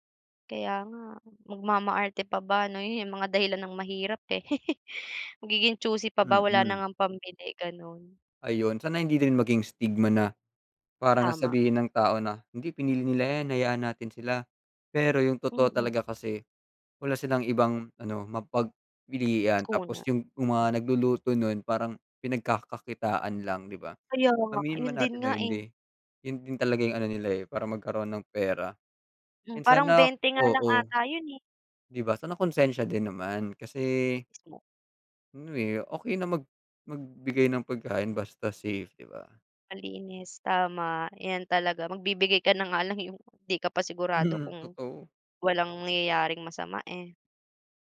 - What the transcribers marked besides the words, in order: chuckle; tapping; unintelligible speech; other background noise
- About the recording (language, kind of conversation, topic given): Filipino, unstructured, Ano ang reaksyon mo sa mga taong kumakain ng basura o panis na pagkain?